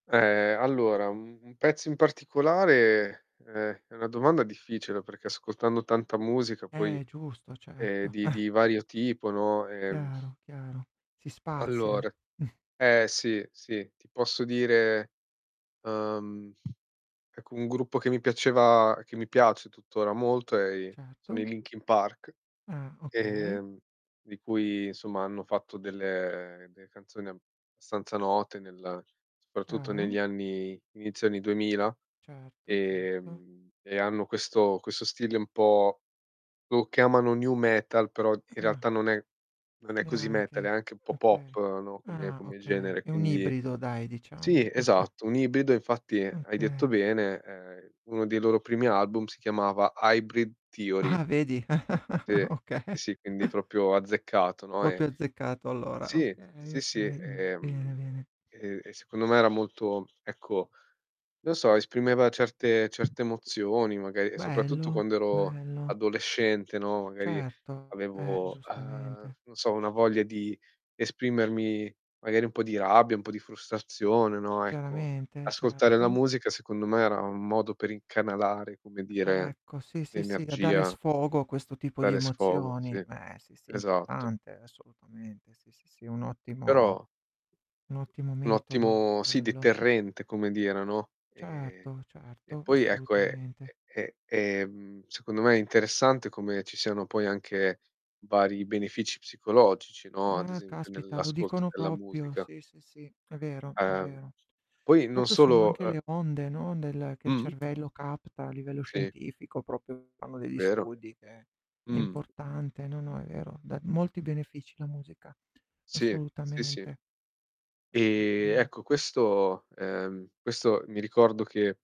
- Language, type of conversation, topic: Italian, unstructured, In che modo la musica che ascoltiamo al mattino influisce sul nostro umore durante la giornata?
- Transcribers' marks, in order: static; chuckle; "Allora" said as "allore"; chuckle; tapping; distorted speech; chuckle; chuckle; "Proprio" said as "propio"; other background noise; "proprio" said as "propio"; "Proprio" said as "propio"; "proprio" said as "propio"; other noise